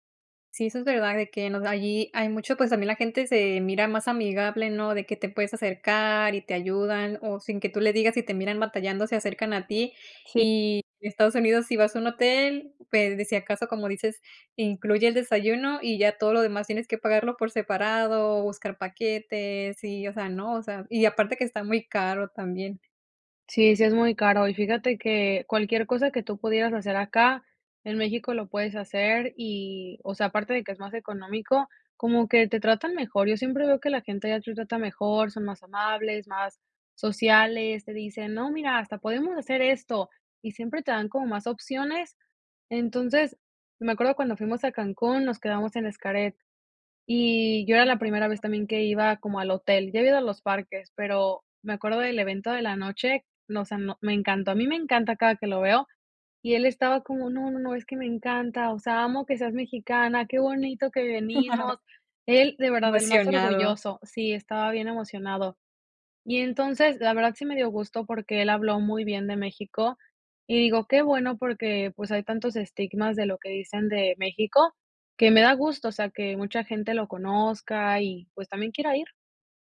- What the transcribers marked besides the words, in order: unintelligible speech; chuckle
- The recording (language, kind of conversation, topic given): Spanish, podcast, ¿cómo saliste de tu zona de confort?